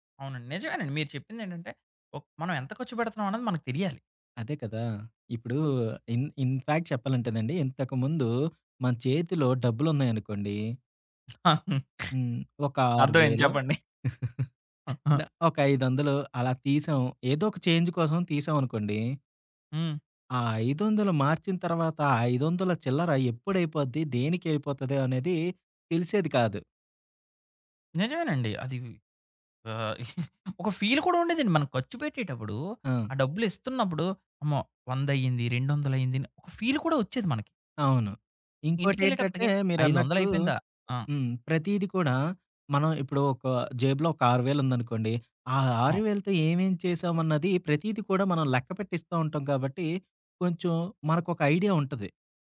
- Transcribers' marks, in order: in English: "ఇన్ ఇన్‌ఫ్యాక్ట్"; giggle; chuckle; giggle; in English: "చేంజ్"; giggle; in English: "ఫీల్"; in English: "ఫీల్"; in English: "నో"
- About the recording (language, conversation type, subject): Telugu, podcast, పేపర్లు, బిల్లులు, రశీదులను మీరు ఎలా క్రమబద్ధం చేస్తారు?